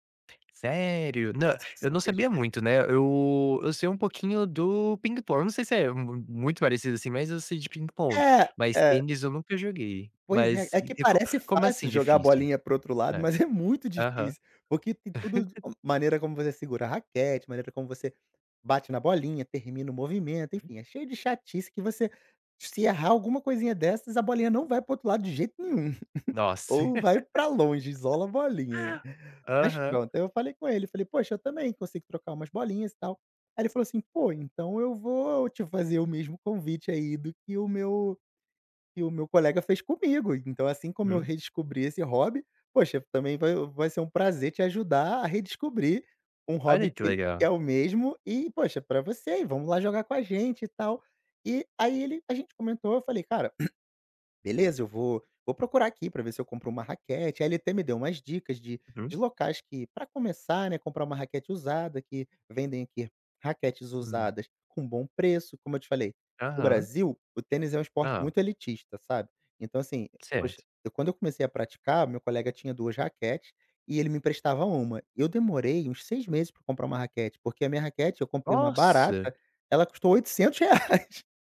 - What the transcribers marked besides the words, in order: laughing while speaking: "mas é"; chuckle; tapping; chuckle; laugh; throat clearing; laughing while speaking: "oitocentos reais"
- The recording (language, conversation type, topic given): Portuguese, podcast, Como você redescobriu um hobby que tinha abandonado?
- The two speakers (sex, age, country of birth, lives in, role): male, 20-24, Brazil, United States, host; male, 35-39, Brazil, Portugal, guest